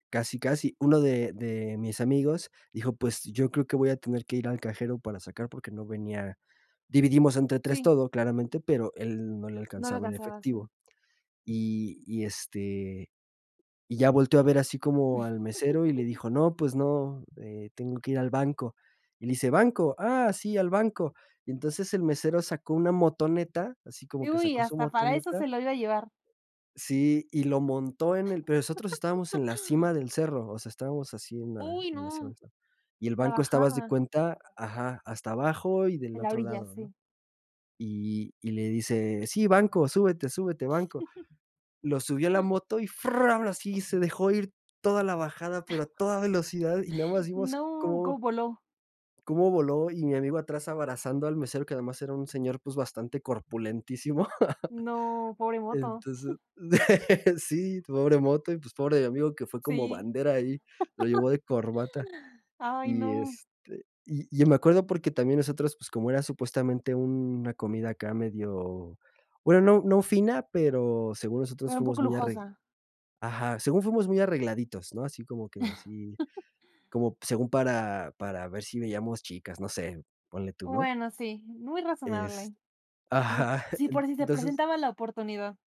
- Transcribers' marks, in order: chuckle; laugh; chuckle; chuckle; chuckle; laugh; laugh; laugh; chuckle
- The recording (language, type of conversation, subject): Spanish, podcast, ¿Cuál ha sido tu experiencia más divertida con tus amigos?